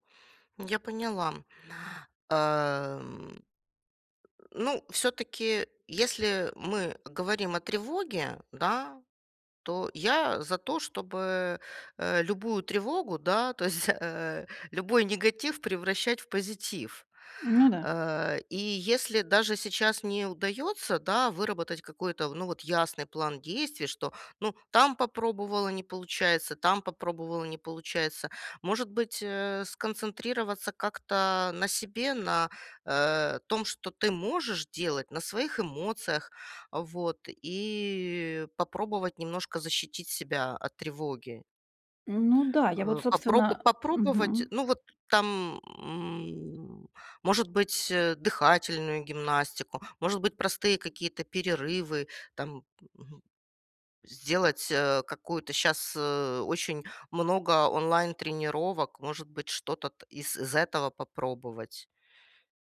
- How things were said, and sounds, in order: grunt; chuckle; tapping; drawn out: "И"
- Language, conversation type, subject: Russian, advice, Как превратить тревогу в конкретные действия?